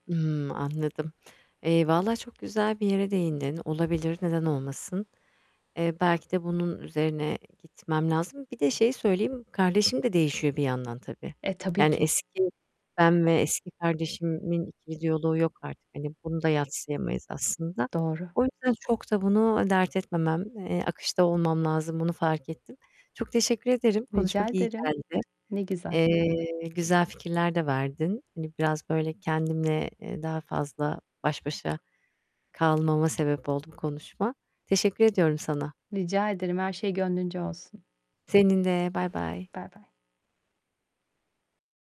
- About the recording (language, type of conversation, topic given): Turkish, advice, Yaşlandıkça kimliğim ve rollerim nasıl değişebilir ve bu değişimle nasıl başa çıkabilirim?
- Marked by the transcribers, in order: distorted speech; mechanical hum; tapping; other background noise